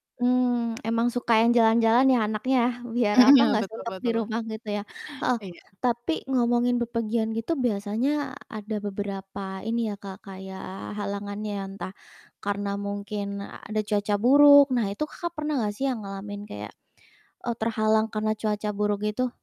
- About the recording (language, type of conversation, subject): Indonesian, podcast, Pernahkah Anda mengalami cuaca buruk saat bepergian, dan bagaimana cara Anda menghadapinya?
- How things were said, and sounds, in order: distorted speech